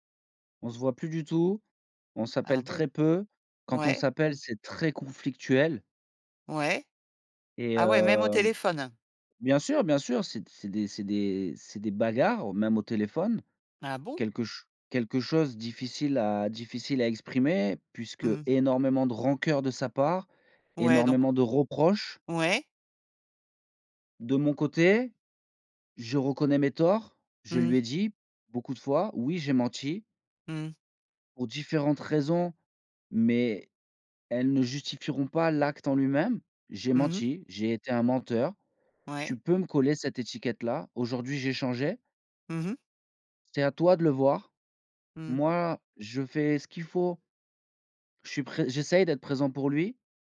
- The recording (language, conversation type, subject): French, podcast, Comment reconnaître ses torts et s’excuser sincèrement ?
- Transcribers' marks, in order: tapping; stressed: "très"; other background noise; stressed: "reproches"